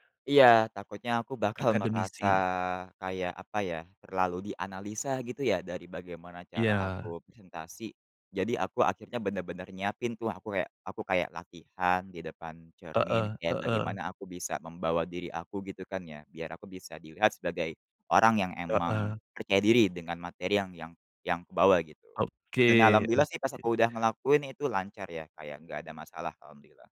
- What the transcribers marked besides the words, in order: chuckle
- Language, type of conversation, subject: Indonesian, podcast, Apa pengalamanmu saat ada kesempatan yang datang tiba-tiba?